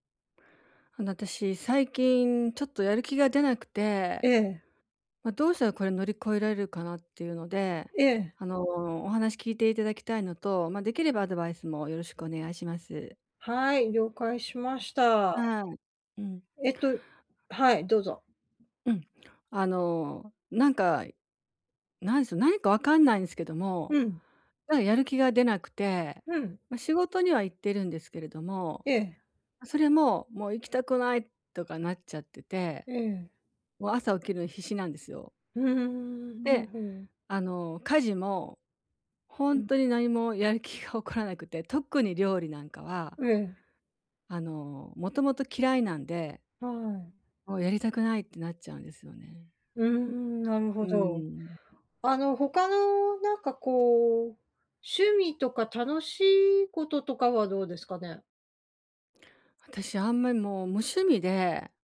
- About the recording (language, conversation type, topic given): Japanese, advice, やる気が出ないとき、どうすれば一歩を踏み出せますか？
- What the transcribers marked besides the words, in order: none